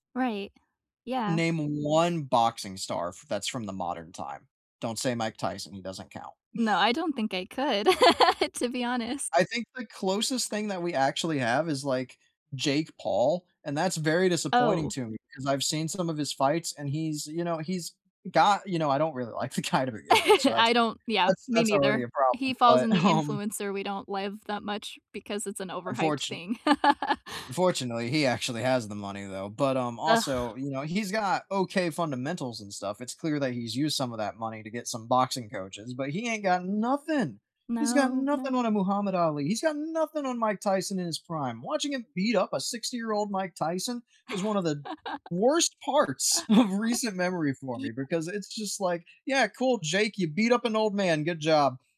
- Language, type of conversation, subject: English, unstructured, What hobby do you think people overhype the most?
- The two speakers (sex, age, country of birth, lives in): female, 25-29, United States, United States; male, 30-34, United States, United States
- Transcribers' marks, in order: chuckle; laugh; tapping; laughing while speaking: "guy"; laugh; laughing while speaking: "um"; laugh; stressed: "nothing"; stressed: "nothing"; laugh; laughing while speaking: "of"; other background noise